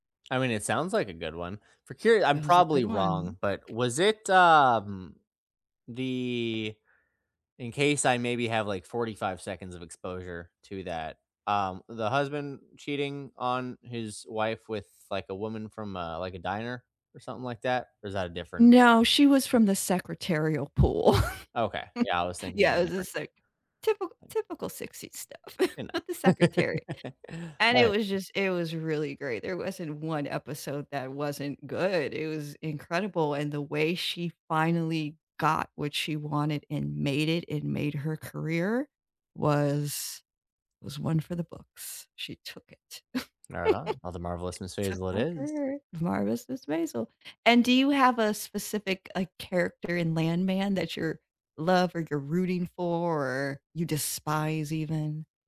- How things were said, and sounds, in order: other background noise; chuckle; laughing while speaking: "stuff"; laugh; chuckle
- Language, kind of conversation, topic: English, unstructured, What underrated TV shows would you recommend watching this year?
- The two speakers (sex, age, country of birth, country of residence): female, 45-49, United States, United States; male, 30-34, United States, United States